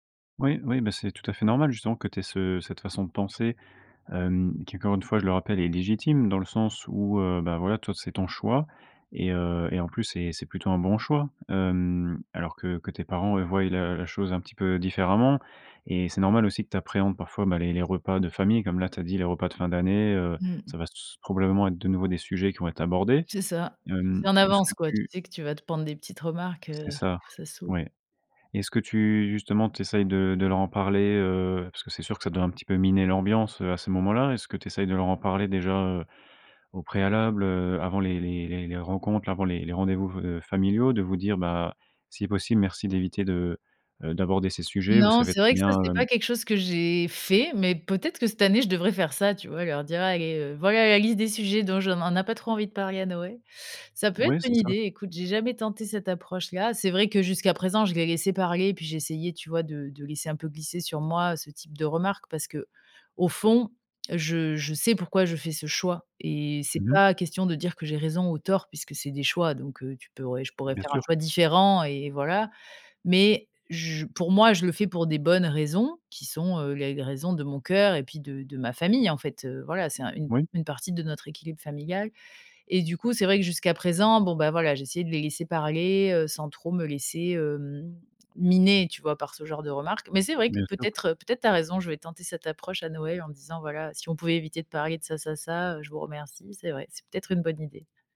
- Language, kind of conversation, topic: French, advice, Comment puis-je concilier mes objectifs personnels avec les attentes de ma famille ou de mon travail ?
- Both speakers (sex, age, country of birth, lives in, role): female, 35-39, France, France, user; male, 25-29, France, France, advisor
- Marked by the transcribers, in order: tapping; "Noël" said as "Noë"; "pourrais" said as "peurrais"